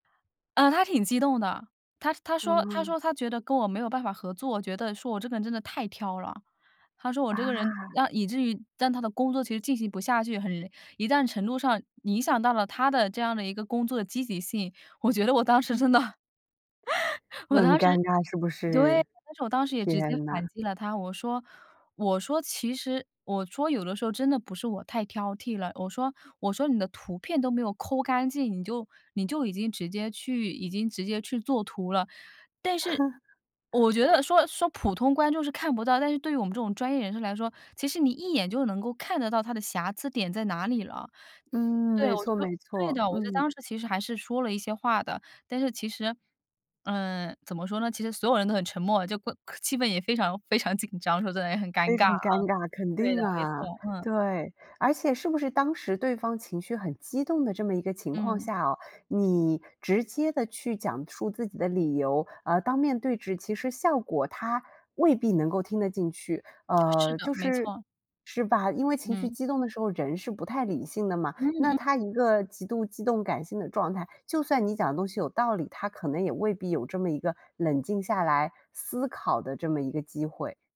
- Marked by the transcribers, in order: "一定" said as "一旦"; other background noise; laughing while speaking: "我觉得我当时真的，我当时"; chuckle
- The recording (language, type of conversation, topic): Chinese, podcast, 你能分享一下自己化解冲突的经验吗？